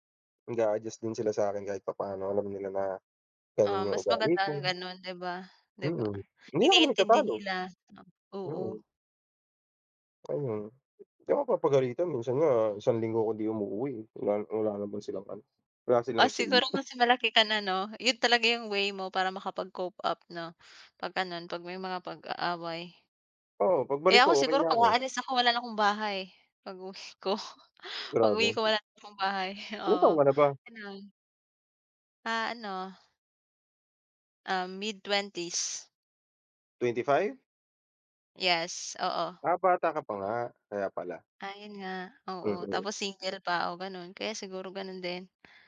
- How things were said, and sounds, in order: tapping; other background noise; chuckle; laughing while speaking: "pag-uwi ko"
- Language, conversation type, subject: Filipino, unstructured, Paano ninyo nilulutas ang mga hidwaan sa loob ng pamilya?